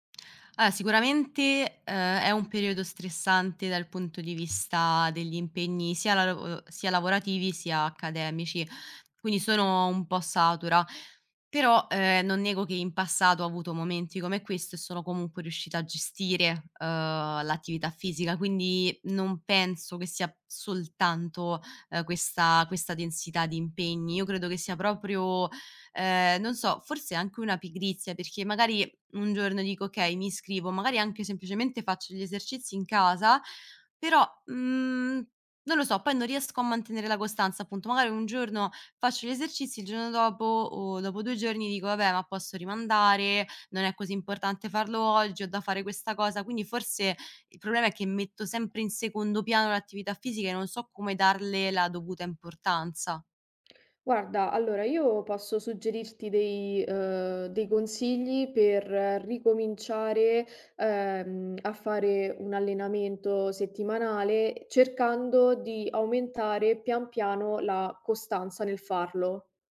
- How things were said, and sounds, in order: tapping; "giorno" said as "giono"
- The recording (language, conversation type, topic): Italian, advice, Come posso mantenere la costanza nell’allenamento settimanale nonostante le difficoltà?